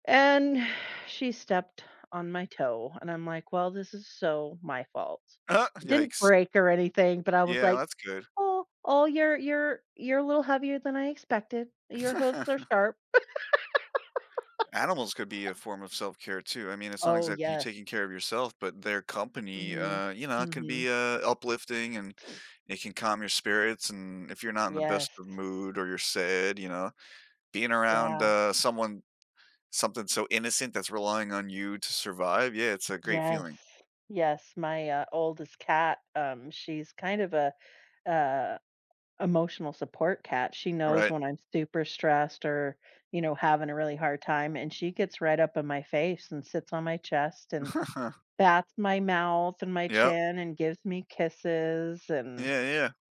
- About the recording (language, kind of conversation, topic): English, unstructured, How do you prioritize your well-being in everyday life?
- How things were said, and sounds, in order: sigh; laugh; chuckle; laugh; other background noise; chuckle